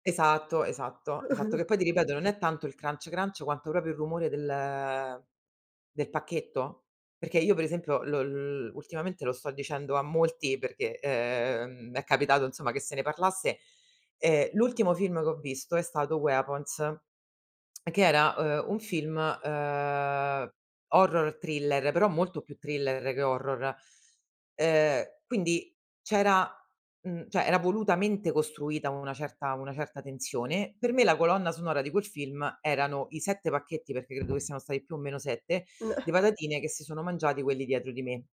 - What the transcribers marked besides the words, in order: chuckle; in English: "crunch crunch"; drawn out: "ehm"; "cioè" said as "ceh"; tapping
- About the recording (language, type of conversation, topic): Italian, podcast, Che cosa cambia nell’esperienza di visione quando guardi un film al cinema?